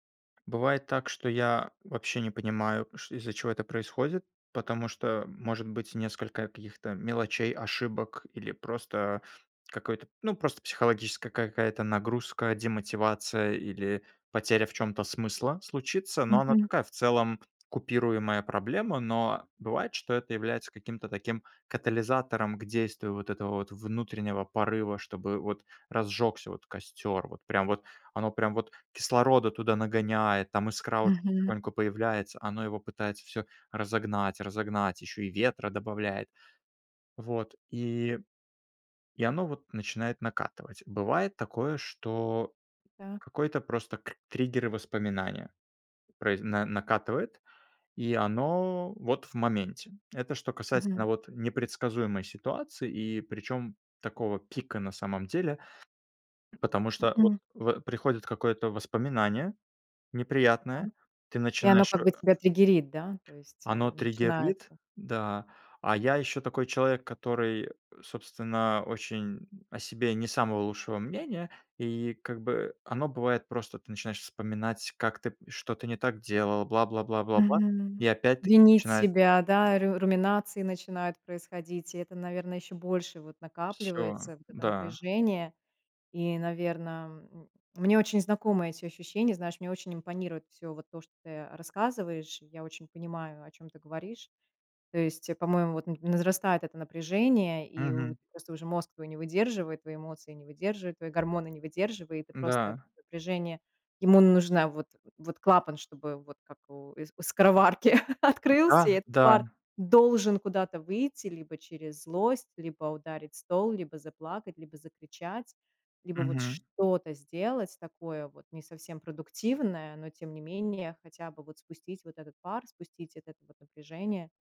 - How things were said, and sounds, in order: "возрастает" said as "назрастает"; laughing while speaking: "скороварки открылся"
- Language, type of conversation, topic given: Russian, podcast, Как справляться со срывами и возвращаться в привычный ритм?